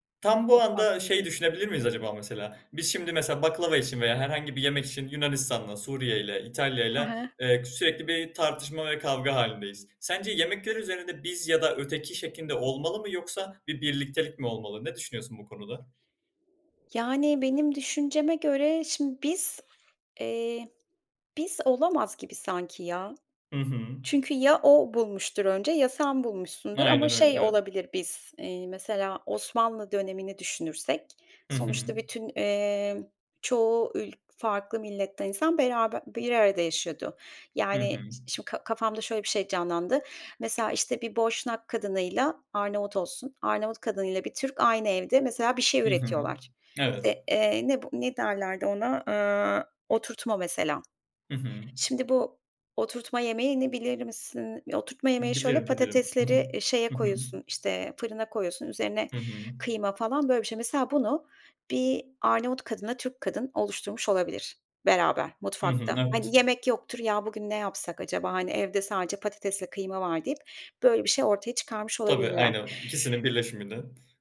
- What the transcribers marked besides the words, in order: other background noise; unintelligible speech; tapping
- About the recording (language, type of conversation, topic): Turkish, podcast, Mutfak kültürü, kimliğinin neresinde duruyor?